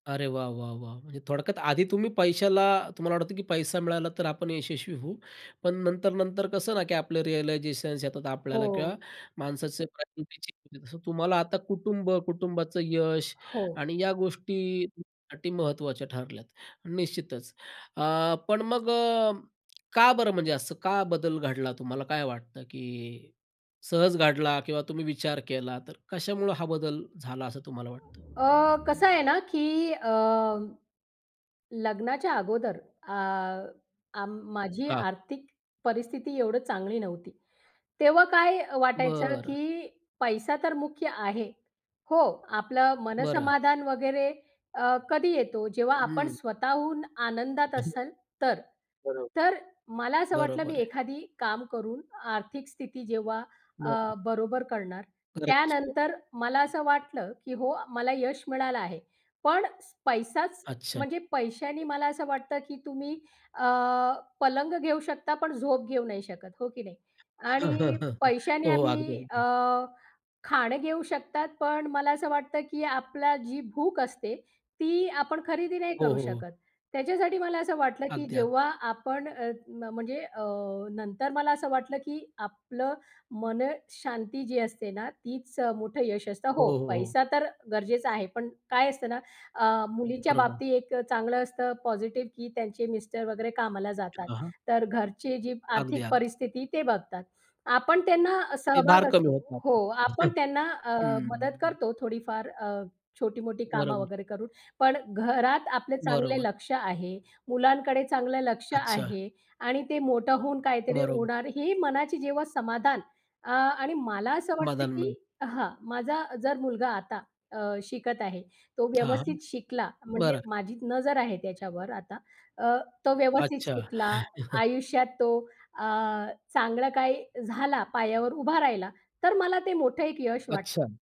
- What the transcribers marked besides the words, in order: other background noise; in English: "रिअलायझेशन्स"; unintelligible speech; tapping; drawn out: "बरं"; chuckle; "आपला" said as "आपली"; chuckle; drawn out: "हं"; "समाधान मिळेल" said as "मदान मिळ"; laugh
- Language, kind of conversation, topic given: Marathi, podcast, तुमच्यासाठी यश म्हणजे नेमके काय आहे?